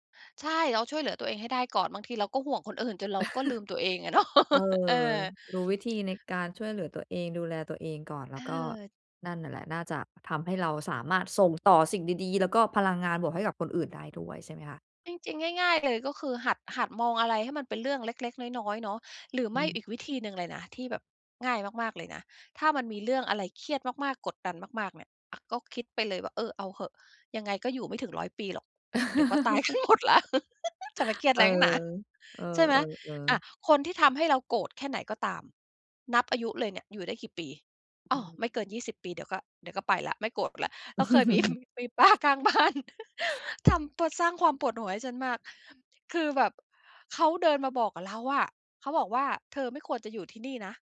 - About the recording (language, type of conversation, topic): Thai, podcast, ช่วยบอกวิธีง่ายๆ ที่ทุกคนทำได้เพื่อให้สุขภาพจิตดีขึ้นหน่อยได้ไหม?
- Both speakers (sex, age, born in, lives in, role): female, 35-39, Thailand, United States, host; female, 50-54, United States, United States, guest
- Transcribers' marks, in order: chuckle; chuckle; laughing while speaking: "ตายกันหมดแล้ว จะไปเครียดอะไร"; chuckle; laughing while speaking: "มีป้าข้างบ้าน"; tapping